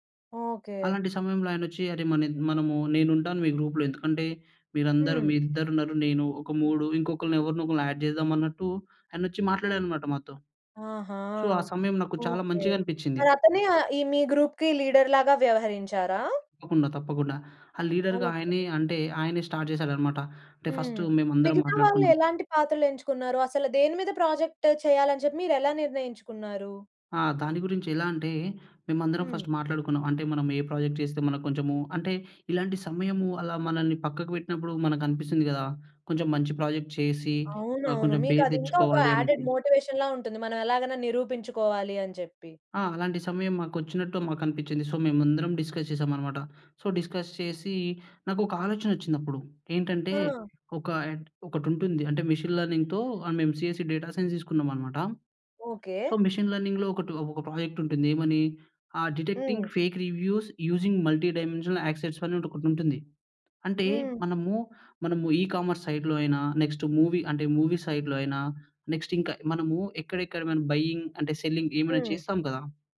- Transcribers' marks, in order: in English: "గ్రూప్‌లో"; in English: "యాడ్"; in English: "సో"; in English: "గ్రూప్‌కి"; in English: "లీడర్‌గా"; in English: "స్టార్ట్"; in English: "ప్రాజెక్ట్"; in English: "ఫస్ట్"; in English: "ప్రాజెక్ట్"; in English: "ప్రాజెక్ట్"; in English: "యాడెడ్ మోటివేషన్‌లా"; in English: "సో"; in English: "డిస్కస్"; in English: "సో, డిస్కస్"; in English: "మెషీన్ లెర్నింగ్‌తో"; in English: "సీఎస్సీ డేటా సైన్స్"; in English: "సో, మెషీన్ లెర్నింగ్‌లో"; in English: "ప్రాజెక్ట్"; in English: "డిటెక్టింగ్ ఫేక్ రివ్యూస్ యూజింగ్ మల్టీ డైమెన్షనల్ యాక్సెస్"; in English: "ఈకామర్స్ సైడ్‌లో"; in English: "నెక్స్ట్ మూవీ"; in English: "మూవీ సైడ్‌లో"; in English: "నెక్స్ట్"; in English: "బైయింగ్"; in English: "సెల్లింగ్"
- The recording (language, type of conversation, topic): Telugu, podcast, పాఠశాల లేదా కాలేజీలో మీరు బృందంగా చేసిన ప్రాజెక్టు అనుభవం మీకు ఎలా అనిపించింది?